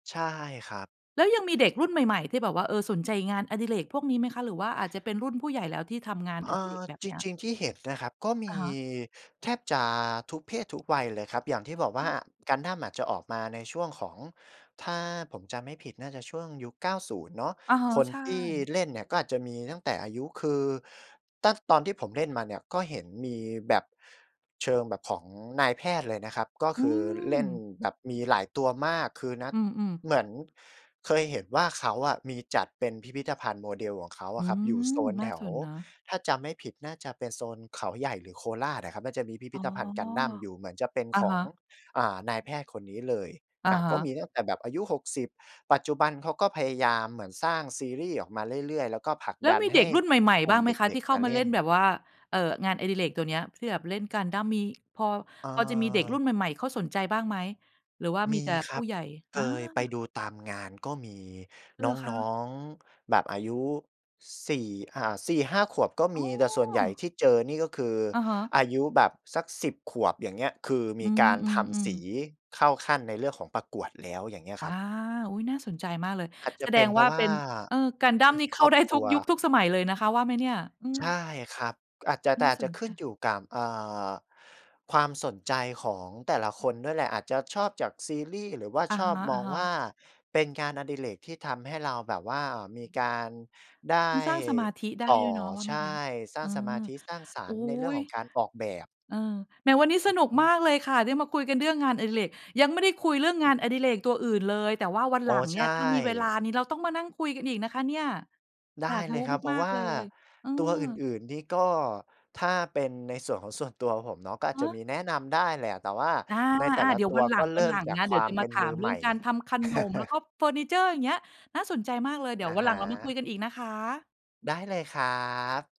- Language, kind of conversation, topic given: Thai, podcast, มีเคล็ดลับเริ่มงานอดิเรกสำหรับมือใหม่ไหม?
- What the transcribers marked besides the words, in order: other background noise; other noise; tapping; chuckle